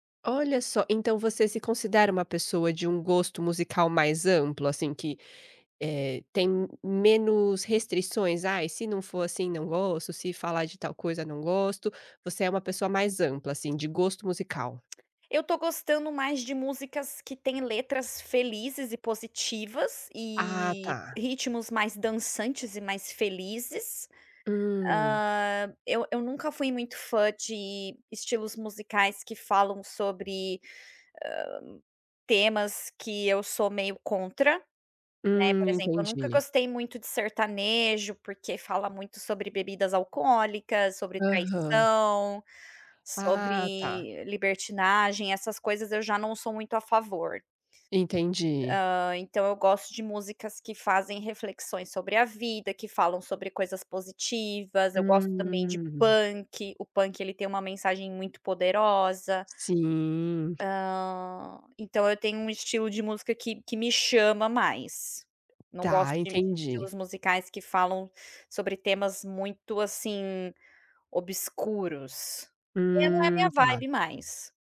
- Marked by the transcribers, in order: tapping
- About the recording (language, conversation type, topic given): Portuguese, podcast, Como você escolhe novas músicas para ouvir?